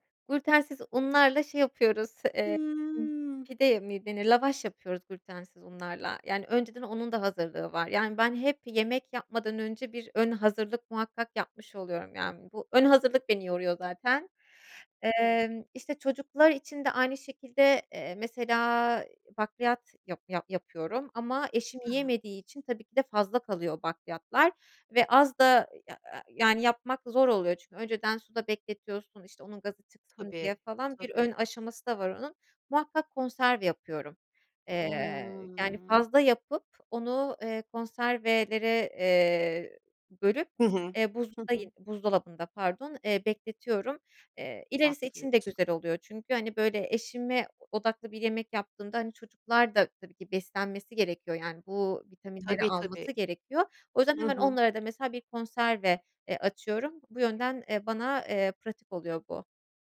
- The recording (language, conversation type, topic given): Turkish, podcast, Evde pratik ve sağlıklı yemekleri nasıl hazırlayabilirsiniz?
- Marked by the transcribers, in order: other background noise; other noise